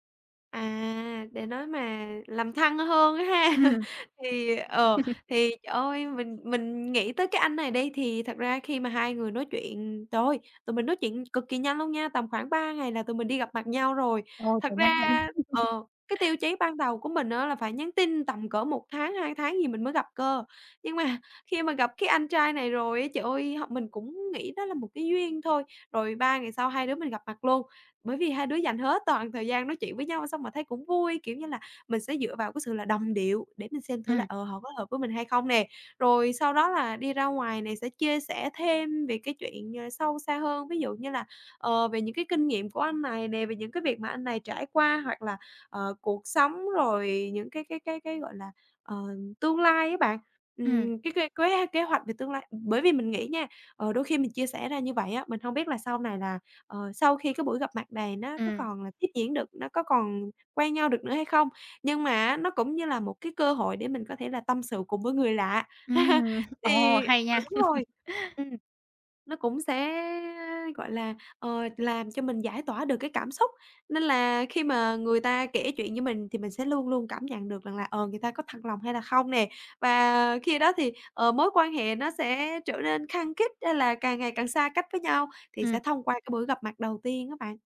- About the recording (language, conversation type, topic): Vietnamese, podcast, Bạn làm thế nào để giữ cho các mối quan hệ luôn chân thành khi mạng xã hội ngày càng phổ biến?
- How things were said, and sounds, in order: laughing while speaking: "á ha"; tapping; laugh; laugh; laughing while speaking: "Nhưng mà"; laugh